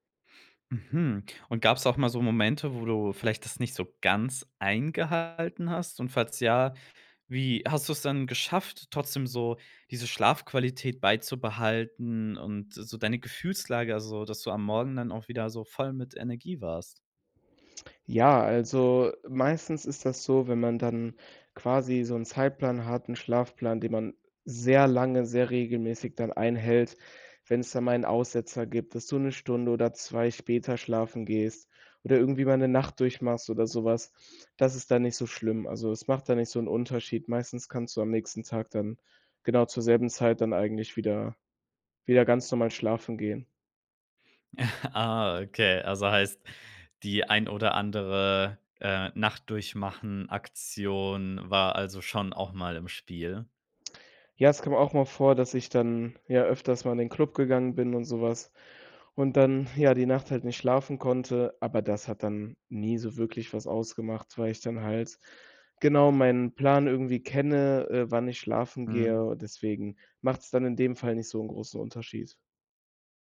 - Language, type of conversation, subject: German, podcast, Welche Rolle spielt Schlaf für dein Wohlbefinden?
- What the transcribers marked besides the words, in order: chuckle